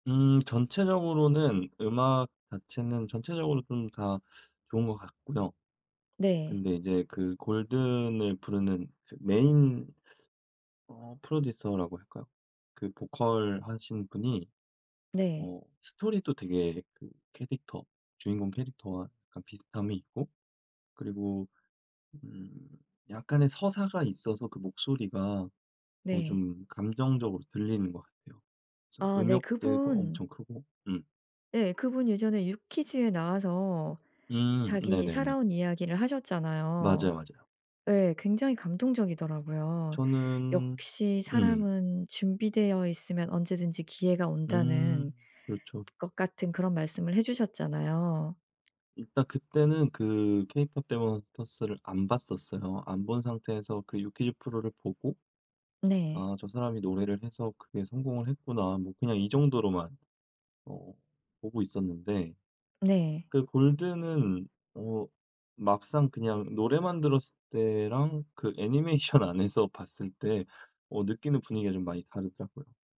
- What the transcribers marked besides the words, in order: teeth sucking; tapping; laughing while speaking: "애니메이션"
- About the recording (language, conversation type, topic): Korean, podcast, 요즘 빠져드는 작품이 있나요? 왜 그렇게 빠져들게 됐는지 말해줄래요?